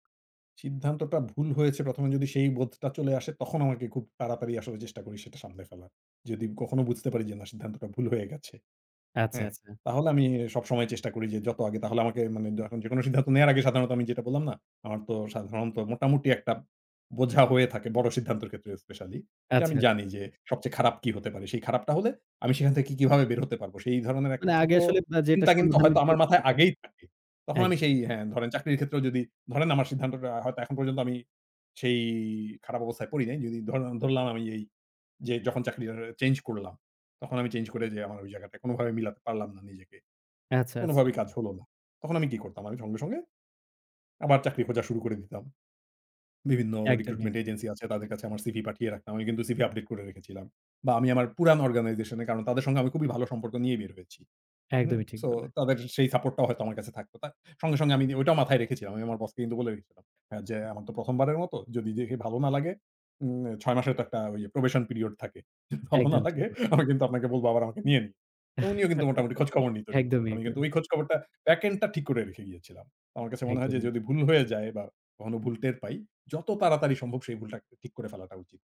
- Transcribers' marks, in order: in English: "probation period"; laughing while speaking: "যদি ভালো না লাগে আমি কিন্তু আপনাকে বলব আবার আমাকে নিয়েন"; chuckle
- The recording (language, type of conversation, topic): Bengali, podcast, সিদ্ধান্ত নিতে গিয়ে আটকে গেলে তুমি কী করো?